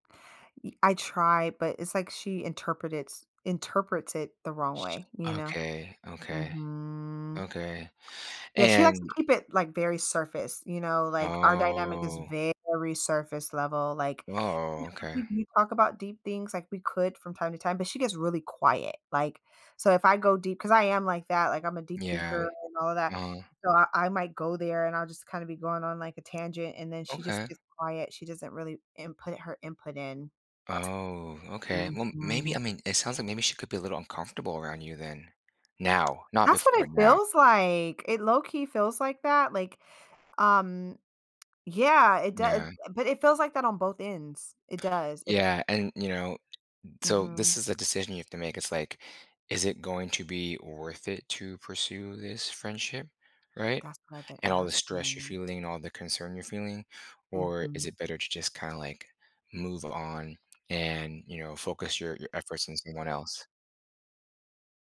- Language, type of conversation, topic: English, advice, How do I resolve a disagreement with a close friend without damaging our friendship?
- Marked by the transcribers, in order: drawn out: "Mhm"; drawn out: "Oh"; unintelligible speech; drawn out: "Oh"; other background noise